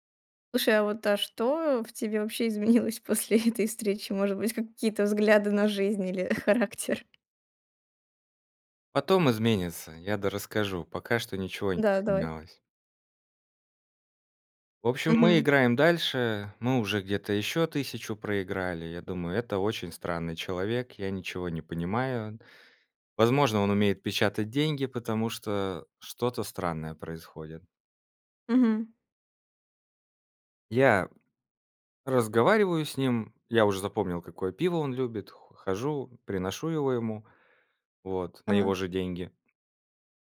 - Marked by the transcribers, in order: laughing while speaking: "после этой встречи?"; laughing while speaking: "характер?"; tapping
- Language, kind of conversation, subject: Russian, podcast, Какая случайная встреча перевернула твою жизнь?